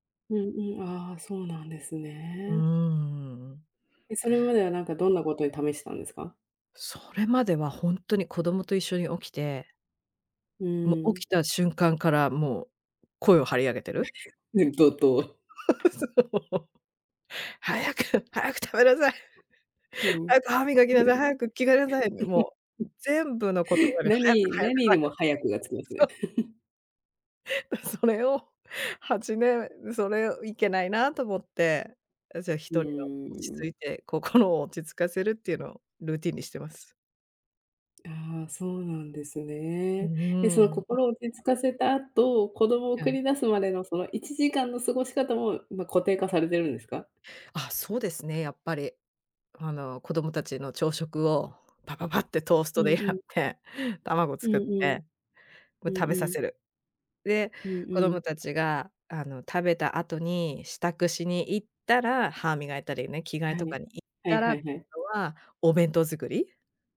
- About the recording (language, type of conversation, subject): Japanese, podcast, 毎朝のルーティンには、どんな工夫をしていますか？
- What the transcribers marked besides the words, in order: laughing while speaking: "そう"; tapping; chuckle; laughing while speaking: "早く 早く 早く。そ"; chuckle; laughing while speaking: "それを はちねん"